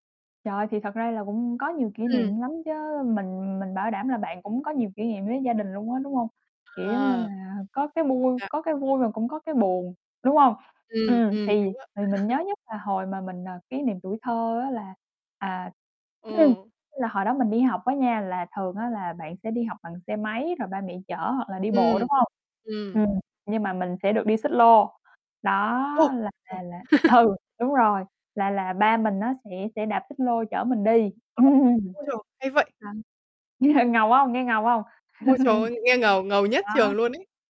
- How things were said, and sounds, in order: distorted speech; laugh; throat clearing; laugh; laughing while speaking: "Ừm"; laugh; other background noise
- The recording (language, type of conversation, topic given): Vietnamese, unstructured, Bạn nhớ nhất điều gì về tuổi thơ bên gia đình?
- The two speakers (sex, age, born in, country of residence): female, 20-24, Vietnam, Vietnam; female, 25-29, Vietnam, United States